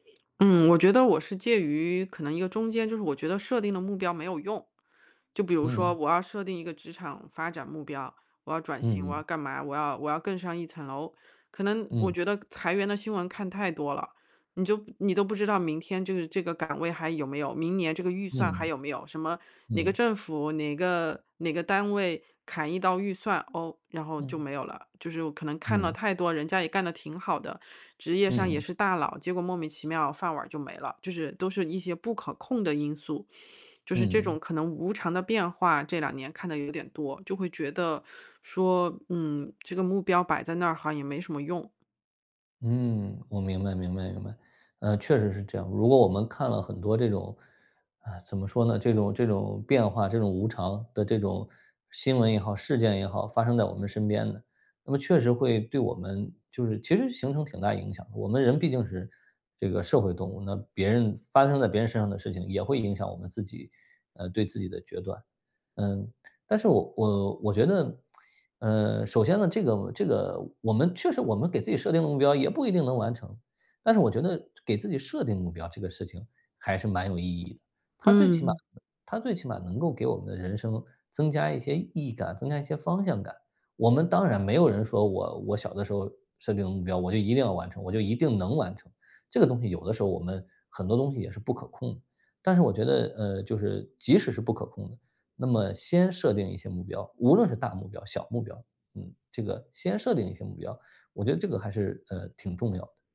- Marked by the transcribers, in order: other background noise
- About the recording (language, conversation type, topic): Chinese, advice, 我该如何确定一个既有意义又符合我的核心价值观的目标？